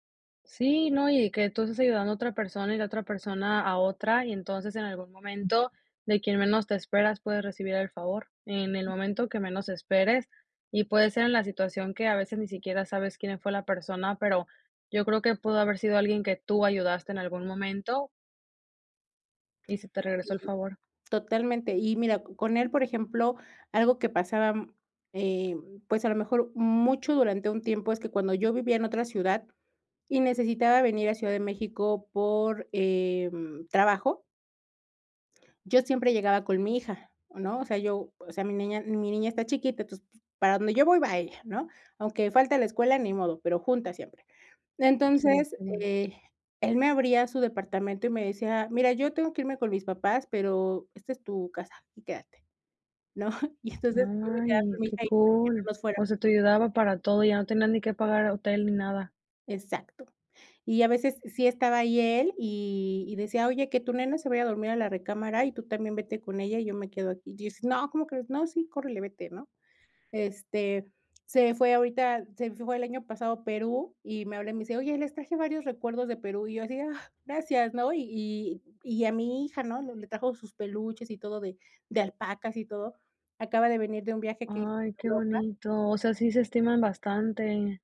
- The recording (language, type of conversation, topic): Spanish, podcast, ¿Cómo creas redes útiles sin saturarte de compromisos?
- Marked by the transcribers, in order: tapping; chuckle; put-on voice: "No, sí, córrele, vete, ¿no?"